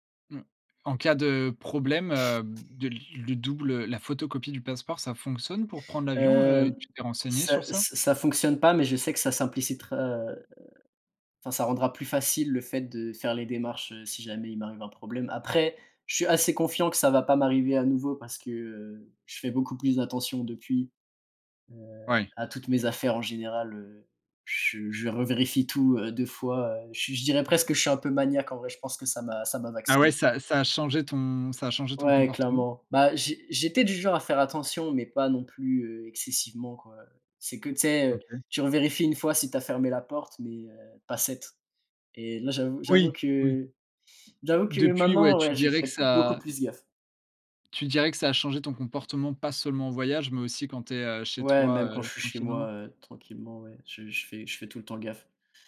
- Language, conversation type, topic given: French, podcast, As-tu déjà perdu ton passeport en voyage, et comment as-tu géré la situation ?
- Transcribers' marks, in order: sniff